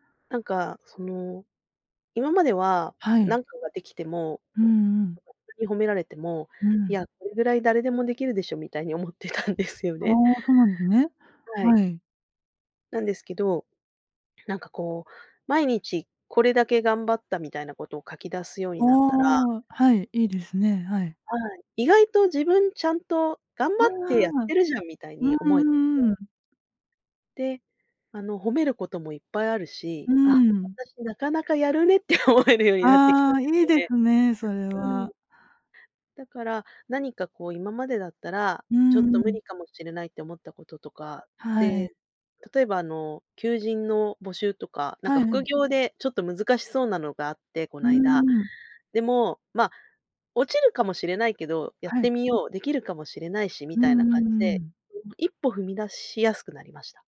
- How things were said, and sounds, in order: unintelligible speech; laughing while speaking: "思ってたんですよね"; other noise; laughing while speaking: "思えるようになってきたんですよね"; other background noise; unintelligible speech
- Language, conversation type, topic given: Japanese, podcast, 自分を変えた習慣は何ですか？